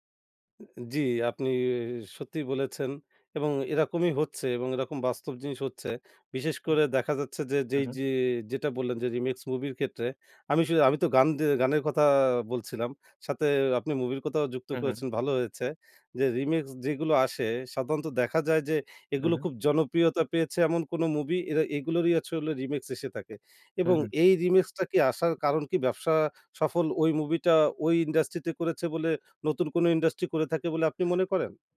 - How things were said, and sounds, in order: none
- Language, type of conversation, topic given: Bengali, podcast, রিমেক কি ভালো, না খারাপ—আপনি কেন এমন মনে করেন?